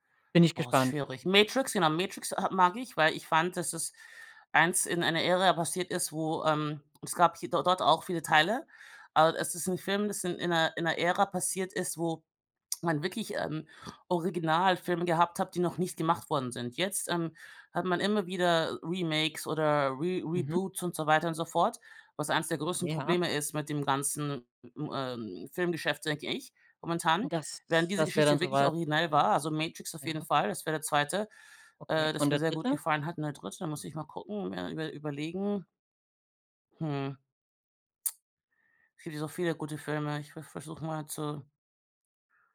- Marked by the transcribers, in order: put-on voice: "Matrix"; put-on voice: "Matrix"; other background noise; in English: "Re Reboots"; put-on voice: "Matrix"; tsk
- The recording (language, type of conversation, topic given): German, podcast, Wie gehst du mal ganz ehrlich mit Spoilern um?